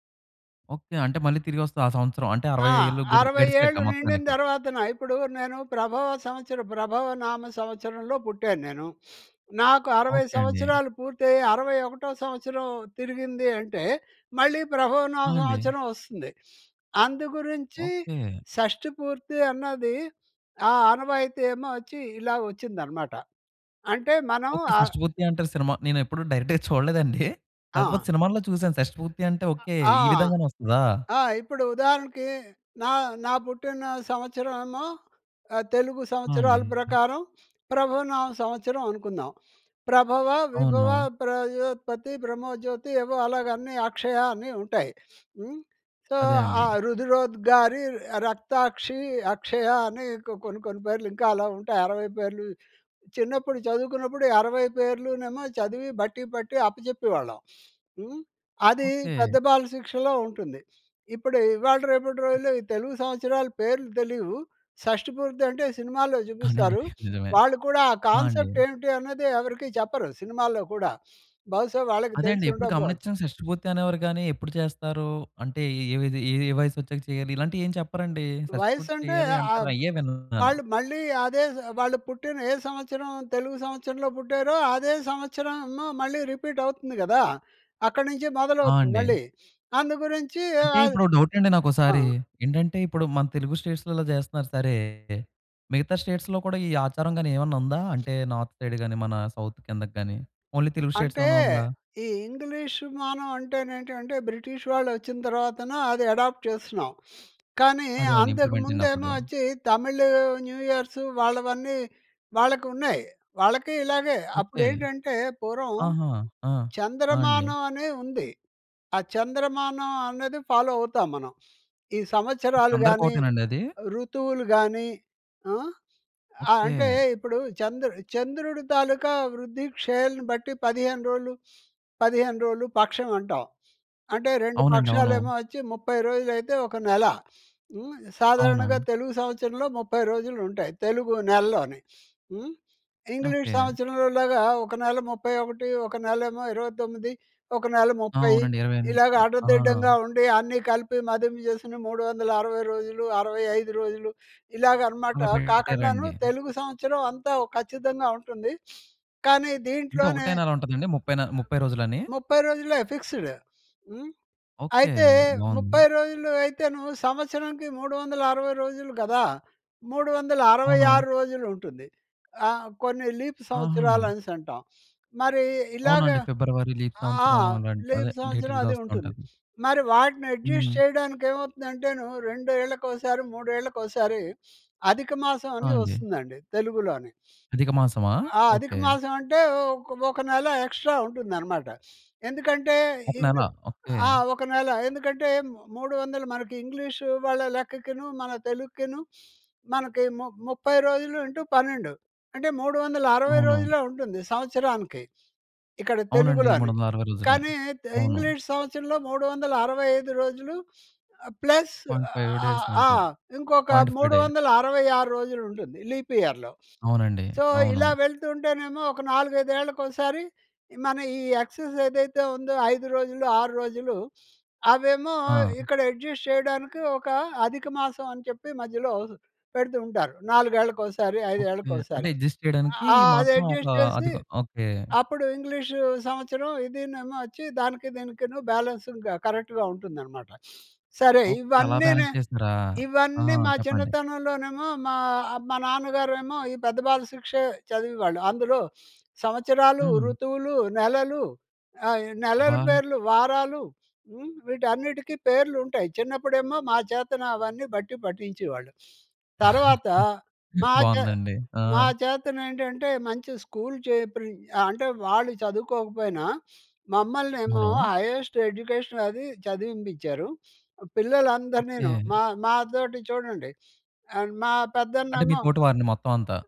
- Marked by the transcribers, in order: sniff; in English: "డైరెక్ట్‌గా"; chuckle; sniff; sniff; in English: "సో"; sniff; other noise; sniff; in English: "కాన్సెప్ట్"; in English: "రిపీట్"; in English: "డౌటండి"; in English: "స్టేట్స్‌లో"; in English: "స్టేట్స్‌లో"; in English: "నార్త్ సైడ్"; in English: "సౌత్"; in English: "ఓన్లీ"; in English: "బ్రిటిష్"; sniff; in English: "ఇంప్లిమెంట్"; in English: "న్యూ ఇయర్స్"; in English: "ఫాలో"; sniff; sniff; sniff; other background noise; sniff; in English: "ఫిక్స్డ్"; in English: "లీప్"; in English: "లీప్"; in English: "లీప్"; in English: "డేట్"; unintelligible speech; in English: "యడ్జస్ట్"; sniff; in English: "ఎక్స్‌ట్రా"; sniff; sniff; in English: "పాయింట్ ఫైవ్ డేస్"; in English: "ప్లస్"; in English: "పాయింట్ ఫైవ్ డే"; in English: "లీప్ ఇయర్‌లో. సో"; in English: "ఎక్సస్"; in English: "యడ్జస్ట్"; in English: "యడ్జస్ట్"; in English: "బ్యాలెన్స్ కరెక్ట్‌గా"; in English: "బ్యాలెన్స్"; sniff; sniff; chuckle; "చేర్పించి" said as "చేప్రించి"; sniff; in English: "హైయస్ట్ ఎడ్యుకేషన్"
- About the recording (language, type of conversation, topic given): Telugu, podcast, తల్లిదండ్రుల ప్రేమను మీరు ఎలా గుర్తు చేసుకుంటారు?